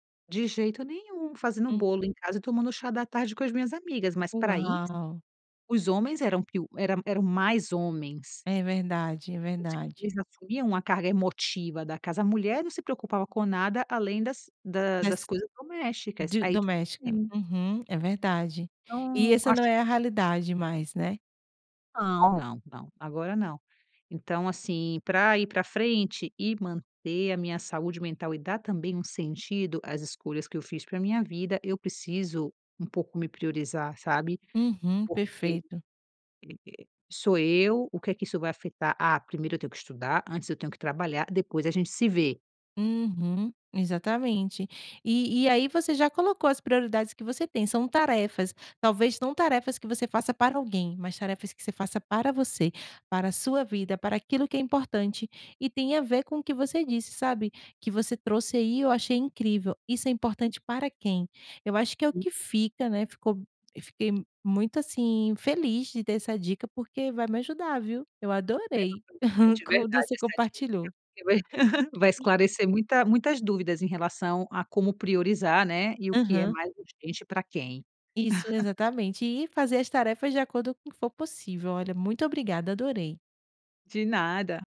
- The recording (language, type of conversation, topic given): Portuguese, podcast, Como você prioriza tarefas quando tudo parece urgente?
- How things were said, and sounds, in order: other noise; chuckle; chuckle; chuckle